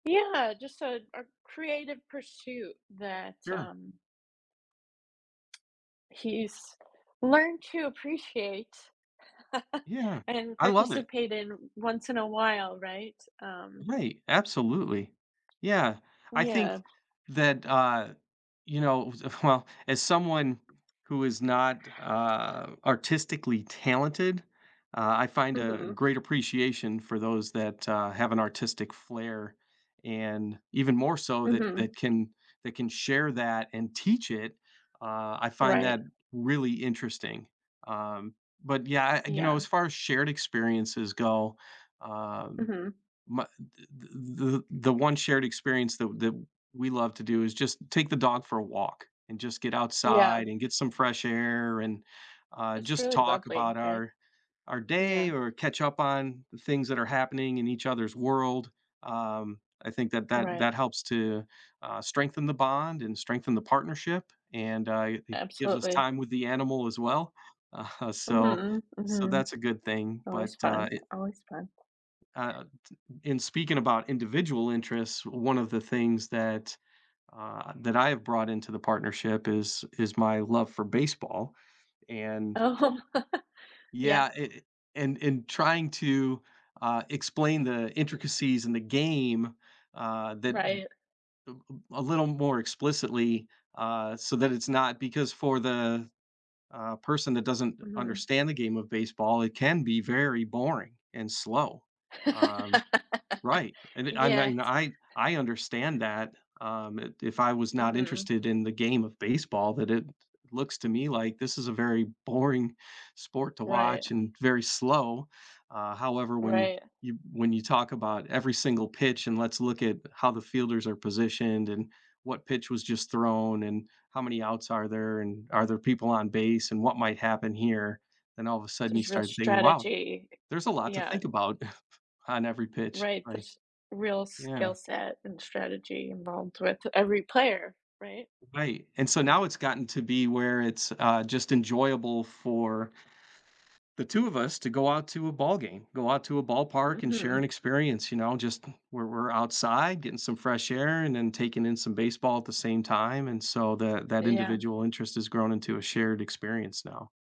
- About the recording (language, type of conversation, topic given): English, unstructured, How can couples find a healthy balance between spending time together and pursuing their own interests?
- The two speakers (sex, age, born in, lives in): female, 45-49, United States, United States; male, 55-59, United States, United States
- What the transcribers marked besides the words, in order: tapping; other background noise; chuckle; laughing while speaking: "Oh"; unintelligible speech; chuckle; chuckle